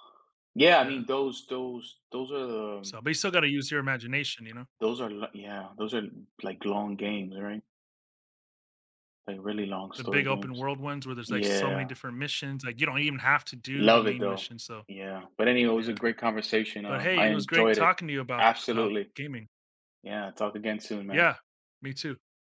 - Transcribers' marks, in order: other background noise
- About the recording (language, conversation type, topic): English, unstructured, In what ways can playing games inspire creative thinking in our everyday lives?
- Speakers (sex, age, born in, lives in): male, 35-39, United States, United States; male, 40-44, United States, United States